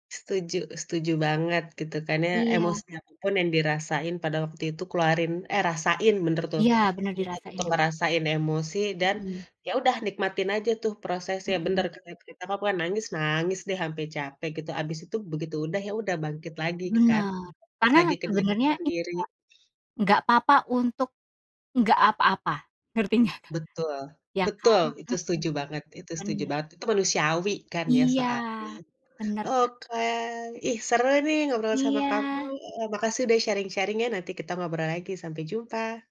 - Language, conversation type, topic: Indonesian, podcast, Apa yang membantu kamu melupakan penyesalan lama dan melangkah maju?
- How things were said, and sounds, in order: unintelligible speech; unintelligible speech; unintelligible speech; unintelligible speech; in English: "sharing-sharing-nya"